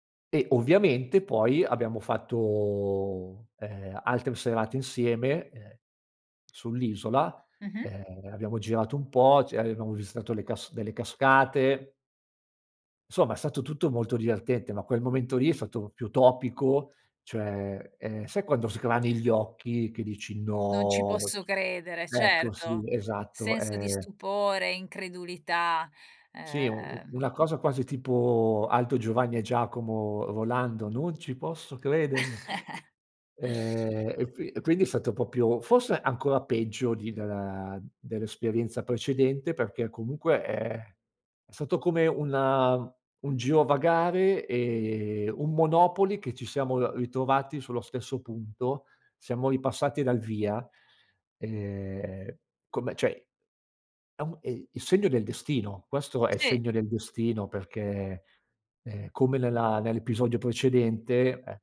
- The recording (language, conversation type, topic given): Italian, podcast, Puoi raccontarmi di un incontro casuale che ti ha fatto ridere?
- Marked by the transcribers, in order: drawn out: "fatto"; "divertente" said as "diertente"; drawn out: "No!"; drawn out: "tipo"; put-on voice: "Non ci posso credere"; chuckle; "proprio" said as "propio"; drawn out: "della"; drawn out: "e"; "cioè" said as "ceh"